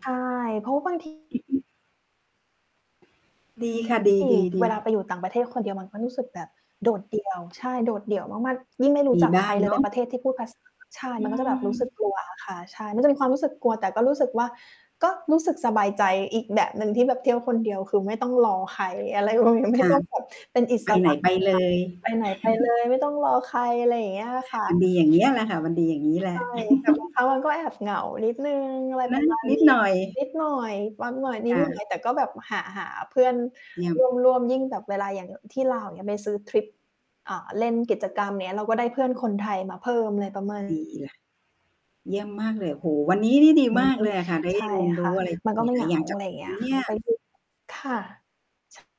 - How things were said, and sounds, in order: distorted speech; static; tapping; laughing while speaking: "ประมาณ"; chuckle; chuckle
- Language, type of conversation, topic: Thai, unstructured, ประสบการณ์การเดินทางครั้งไหนที่ทำให้คุณประทับใจมากที่สุด?